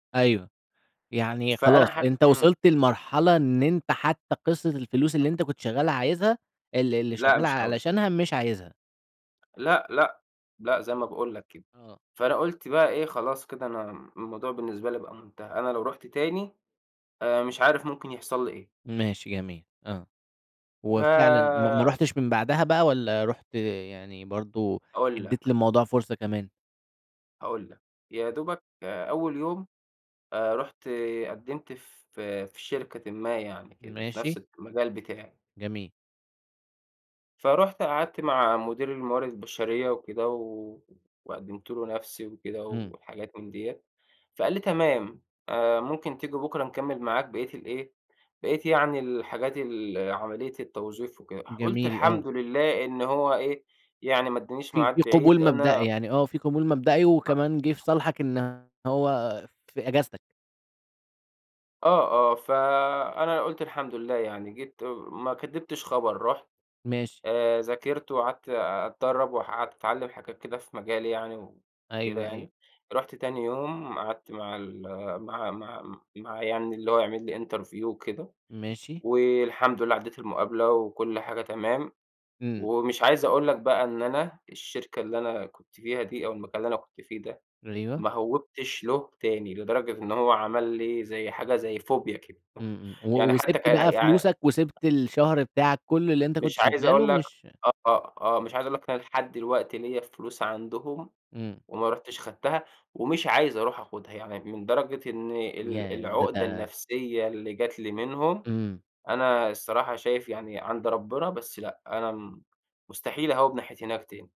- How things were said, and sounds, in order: tapping; other noise; in English: "interview"; in English: "Phobia"; other background noise
- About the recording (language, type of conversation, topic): Arabic, podcast, إيه العلامات اللي بتقول إن شغلك بيستنزفك؟